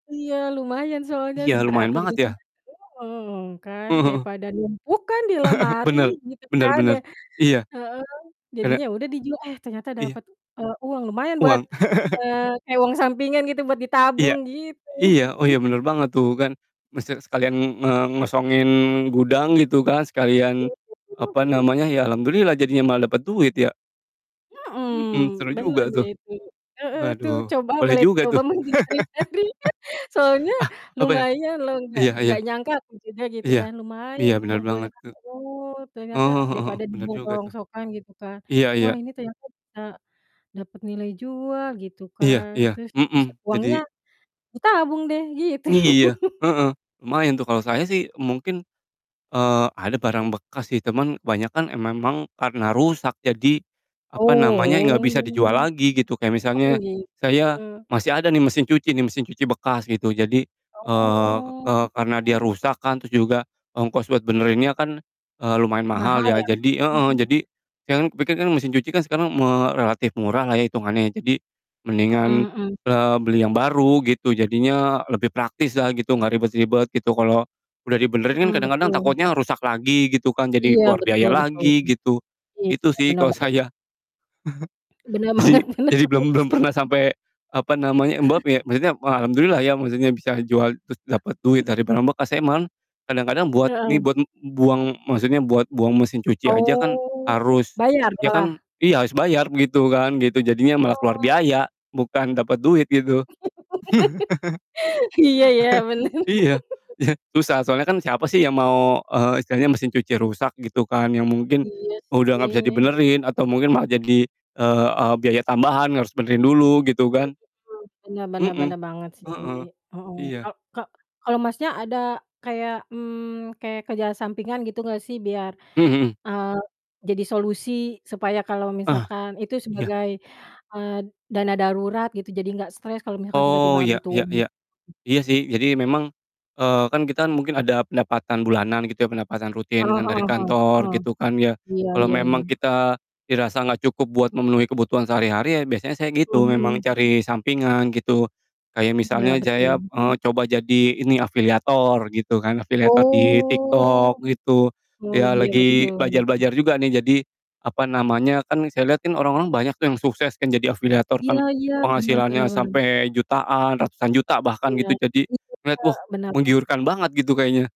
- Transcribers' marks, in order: other background noise; unintelligible speech; distorted speech; chuckle; chuckle; chuckle; unintelligible speech; laughing while speaking: "mencari-cari"; laugh; laughing while speaking: "gitu"; laugh; drawn out: "Oh"; chuckle; laughing while speaking: "banget bener banget"; in Javanese: "piye"; chuckle; chuckle; laugh; chuckle; laugh; drawn out: "Oh"
- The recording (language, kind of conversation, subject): Indonesian, unstructured, Apa yang kamu lakukan jika tiba-tiba butuh uang mendesak?